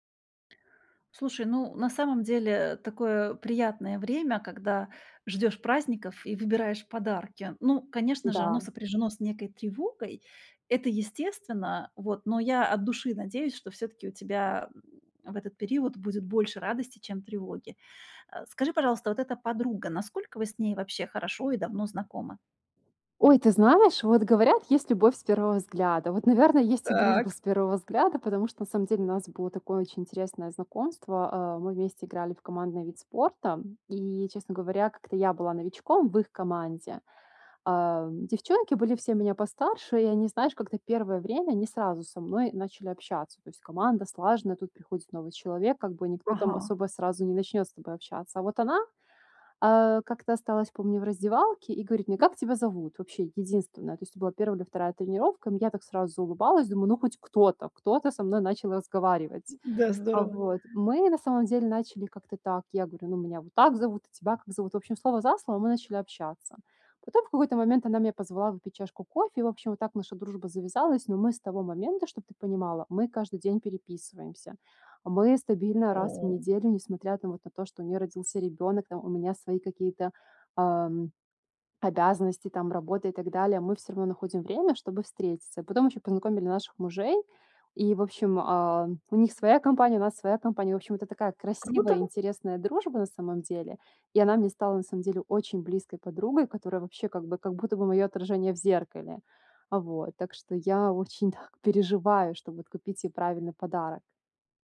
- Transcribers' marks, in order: tapping; other background noise; laughing while speaking: "наверно"; laughing while speaking: "дружба"
- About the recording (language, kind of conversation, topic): Russian, advice, Как подобрать подарок, который действительно порадует человека и не будет лишним?